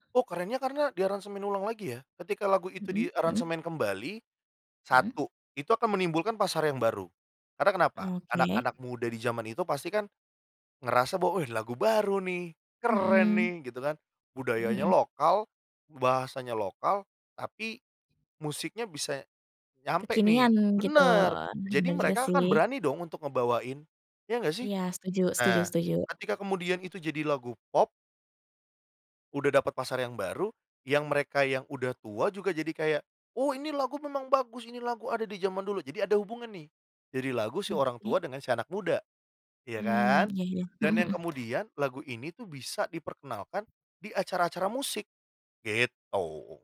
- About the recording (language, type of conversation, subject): Indonesian, podcast, Apa pendapatmu tentang lagu daerah yang diaransemen ulang menjadi lagu pop?
- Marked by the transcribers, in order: drawn out: "Oke"; drawn out: "gitu"